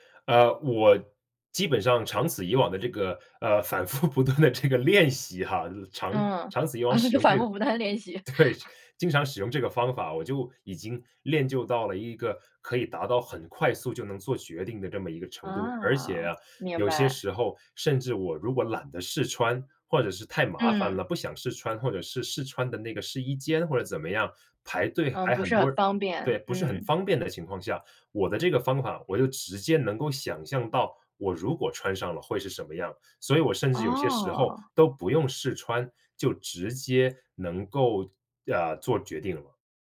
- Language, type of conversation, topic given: Chinese, podcast, 选项太多时，你一般怎么快速做决定？
- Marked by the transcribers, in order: laughing while speaking: "反复不断地这个练习哈"; laugh; laughing while speaking: "反复不断地练习"; laughing while speaking: "对"; trusting: "啊，明白"; trusting: "哦"